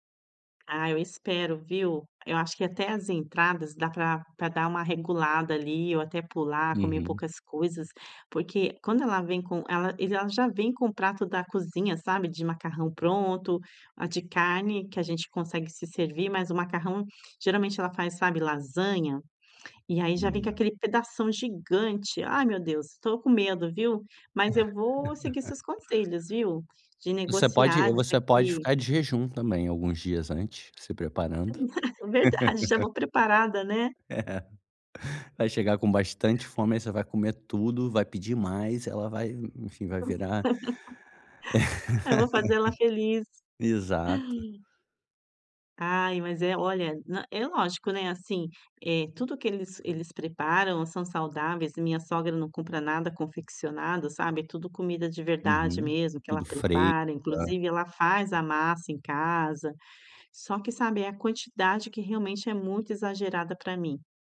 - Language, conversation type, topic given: Portuguese, advice, Como posso lidar com a pressão social para comer mais durante refeições em grupo?
- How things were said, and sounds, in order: laugh; laugh; laughing while speaking: "Verdade"; laugh; tapping; laugh; laughing while speaking: "Eu vou fazer ela feliz"; laugh; unintelligible speech